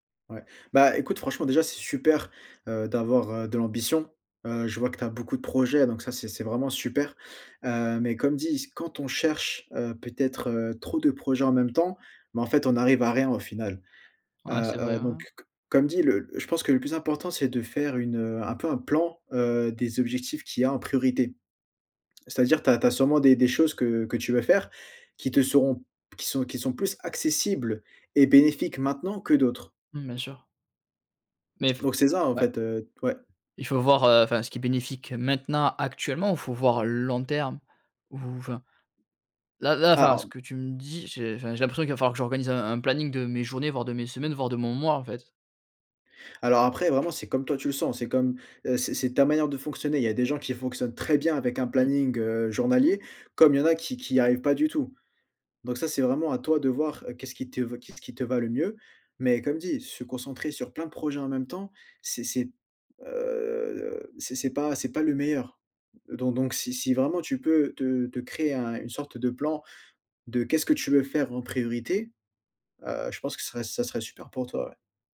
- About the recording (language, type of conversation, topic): French, advice, Pourquoi ai-je tendance à procrastiner avant d’accomplir des tâches importantes ?
- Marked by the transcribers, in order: other background noise; tapping; drawn out: "heu"